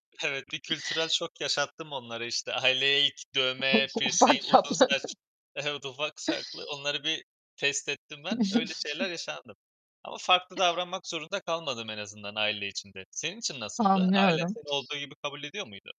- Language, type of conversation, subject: Turkish, unstructured, Toplum seni olduğun gibi kabul ediyor mu?
- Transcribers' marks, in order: other background noise; laughing while speaking: "Ufak çaplı"; chuckle; distorted speech